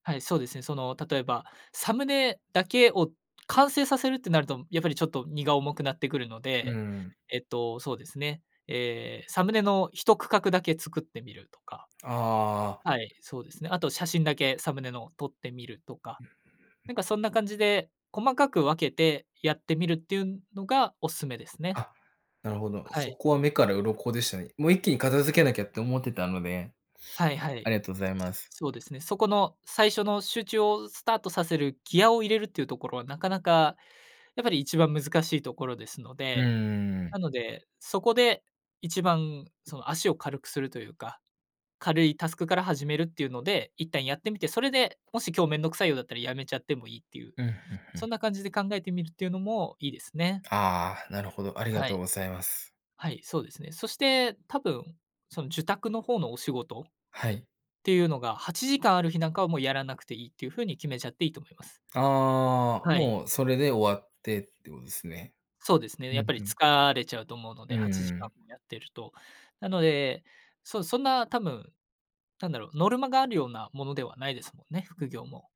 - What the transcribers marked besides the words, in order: sniff; other background noise
- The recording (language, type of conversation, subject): Japanese, advice, 仕事中に集中するルーティンを作れないときの対処法